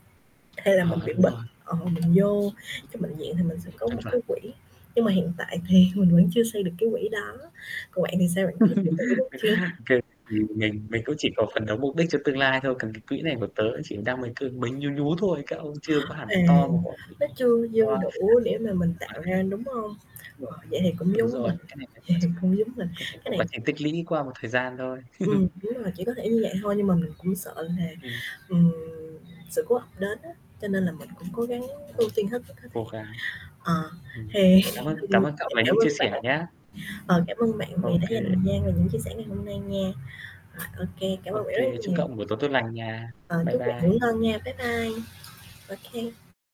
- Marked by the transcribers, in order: static; tapping; distorted speech; other background noise; unintelligible speech; laughing while speaking: "thì"; laugh; unintelligible speech; chuckle; unintelligible speech; laughing while speaking: "thì"; unintelligible speech
- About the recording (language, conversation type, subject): Vietnamese, unstructured, Bạn làm thế nào để tiết kiệm tiền mỗi tháng?